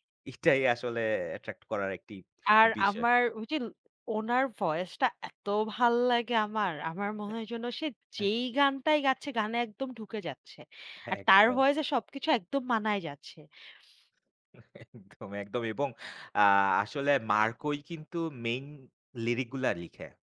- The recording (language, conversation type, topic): Bengali, unstructured, আপনার জীবনের সবচেয়ে বড় আকাঙ্ক্ষা কী?
- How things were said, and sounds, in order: lip smack; laughing while speaking: "একদম"; laughing while speaking: "একদম, একদম"